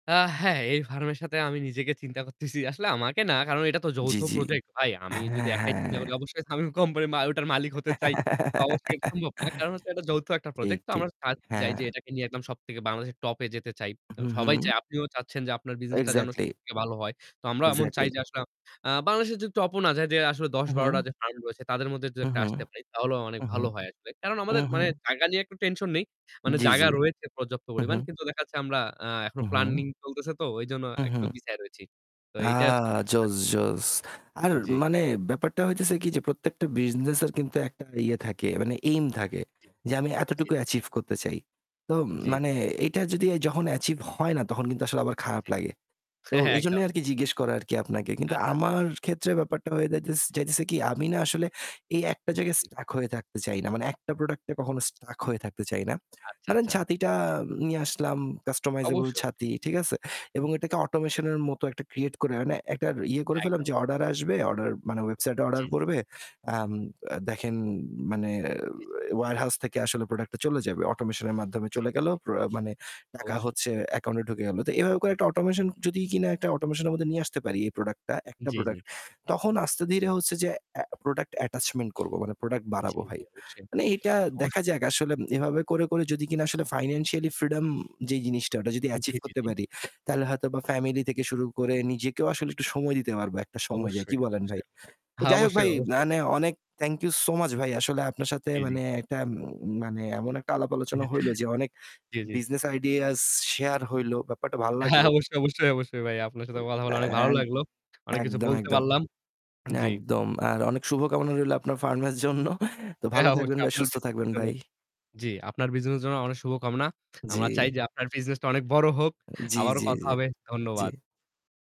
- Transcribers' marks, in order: laugh; distorted speech; static; unintelligible speech; laughing while speaking: "হ্যাঁ, হ্যাঁ"; in English: "stuck"; in English: "stuck"; in English: "customizable"; in English: "product attachment"; tapping; in English: "financially freedom"; other background noise; chuckle; laughing while speaking: "হ্যাঁ, অবশ্যই, অবশ্যই, অবশ্যই ভাই"; laughing while speaking: "এর জন্য"; laughing while speaking: "হ্যাঁ, হ্যাঁ, অবশ্যই"
- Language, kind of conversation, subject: Bengali, unstructured, ভবিষ্যতে আপনি নিজেকে কোথায় দেখতে চান?